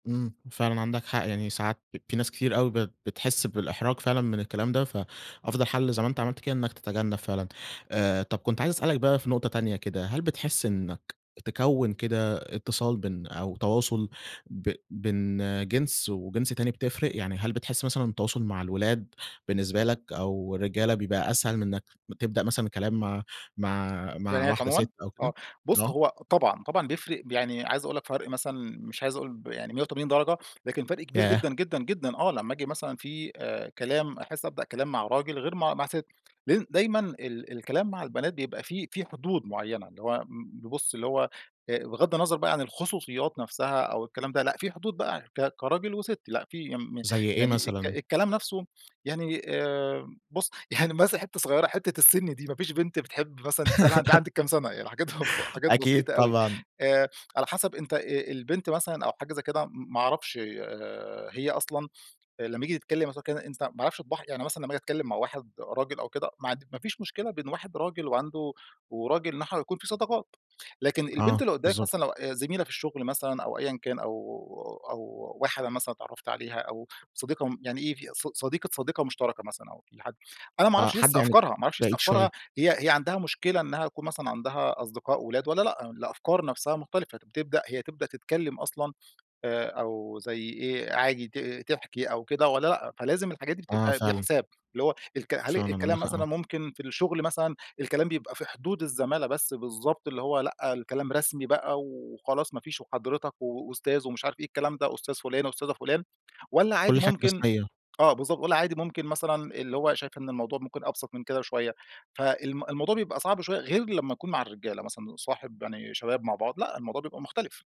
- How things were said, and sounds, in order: tapping; laughing while speaking: "يعني مثلًا"; laugh; laughing while speaking: "بتبقى"; other background noise
- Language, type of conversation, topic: Arabic, podcast, إيه الأسئلة اللي ممكن تسألها عشان تعمل تواصل حقيقي؟
- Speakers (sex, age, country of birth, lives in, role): male, 20-24, Egypt, Egypt, host; male, 35-39, Egypt, Egypt, guest